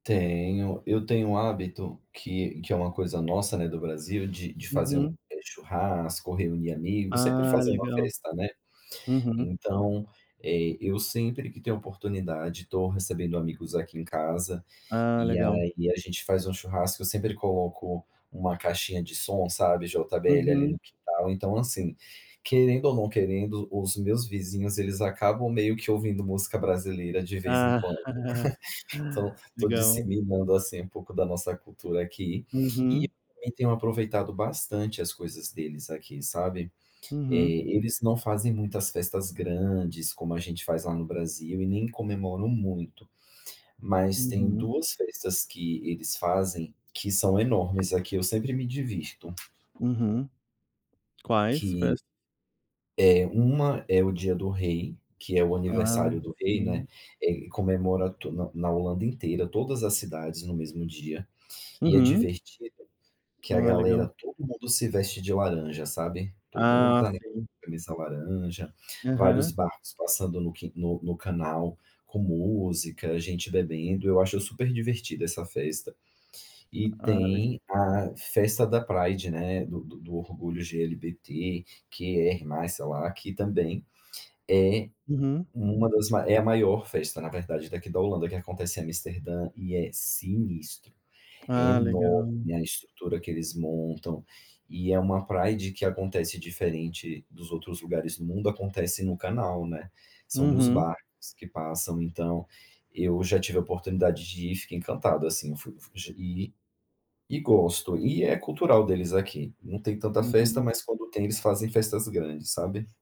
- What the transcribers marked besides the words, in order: chuckle; tapping; in English: "Pride"; "LGBTQR+" said as "GLBTQR+"; in English: "Pride"
- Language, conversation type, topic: Portuguese, podcast, Como foi crescer entre duas ou mais culturas?